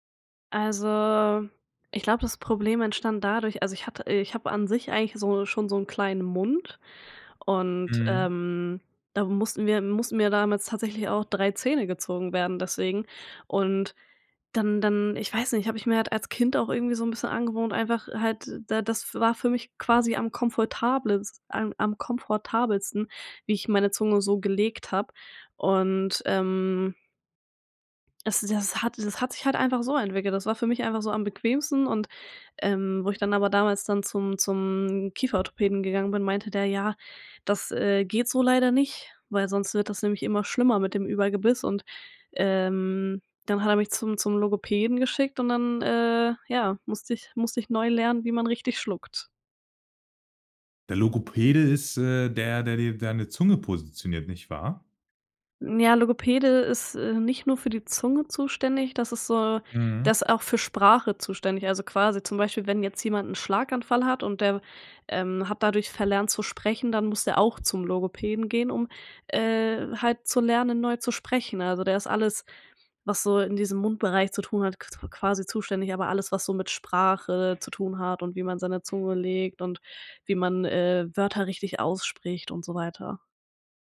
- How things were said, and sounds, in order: "Überbiss" said as "Übergebiss"
- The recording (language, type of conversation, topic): German, podcast, Kannst du von einer Situation erzählen, in der du etwas verlernen musstest?